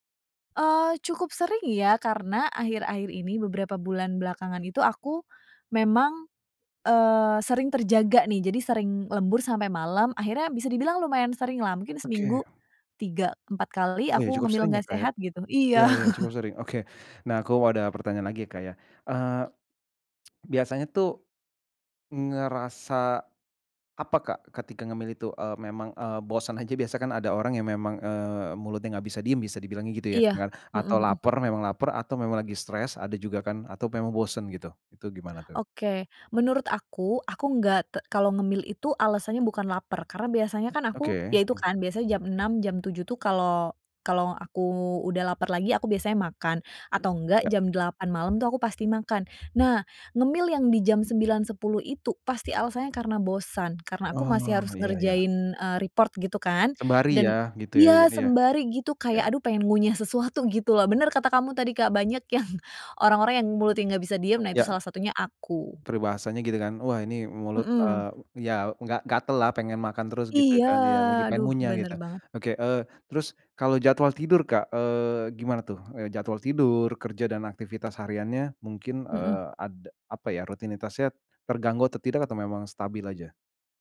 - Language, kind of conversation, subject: Indonesian, advice, Bagaimana cara berhenti sering melewatkan waktu makan dan mengurangi kebiasaan ngemil tidak sehat di malam hari?
- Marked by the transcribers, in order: chuckle; tsk; other background noise; in English: "report"; laughing while speaking: "yang"